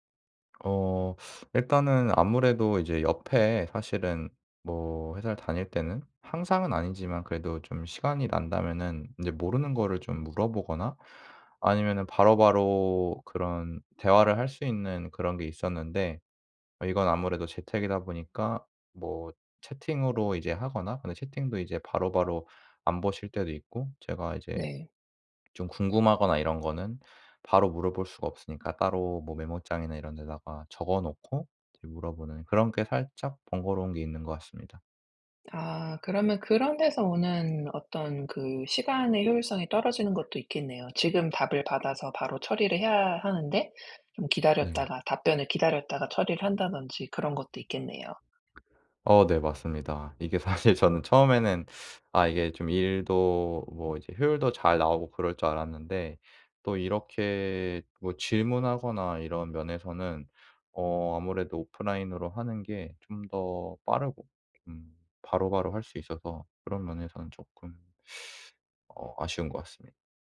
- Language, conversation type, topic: Korean, advice, 원격·하이브리드 근무로 달라진 업무 방식에 어떻게 적응하면 좋을까요?
- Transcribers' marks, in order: other background noise; teeth sucking; tapping; laughing while speaking: "사실"; teeth sucking; teeth sucking